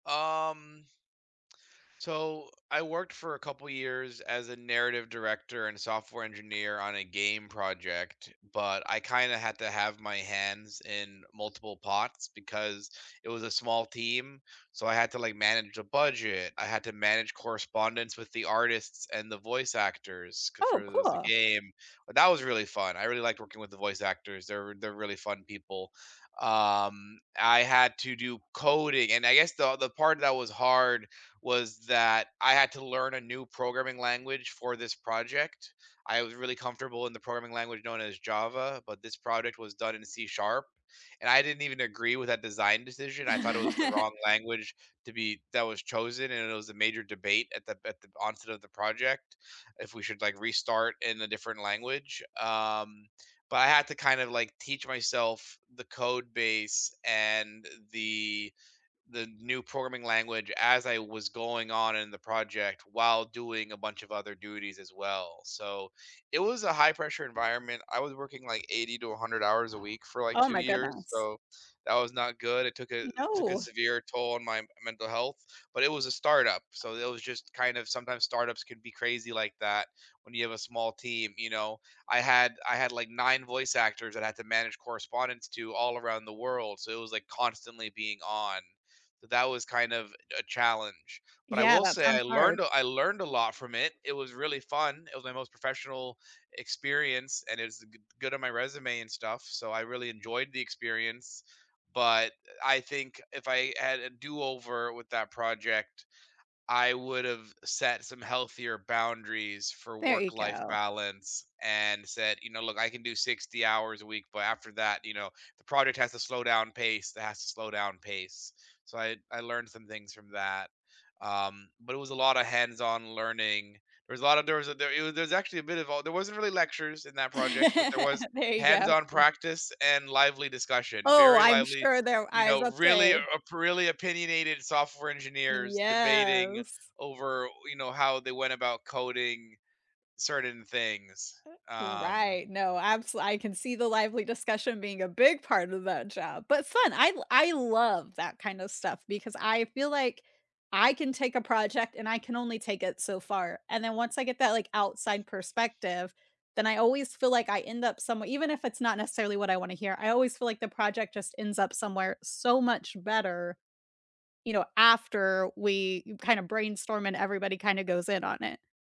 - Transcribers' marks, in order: other background noise; laugh; laugh; laughing while speaking: "There you go"; drawn out: "Yes"
- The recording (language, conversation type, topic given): English, unstructured, How do you learn best, and why—through lectures, hands-on practice, or lively discussion?
- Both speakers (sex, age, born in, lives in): female, 35-39, United States, United States; male, 30-34, United States, United States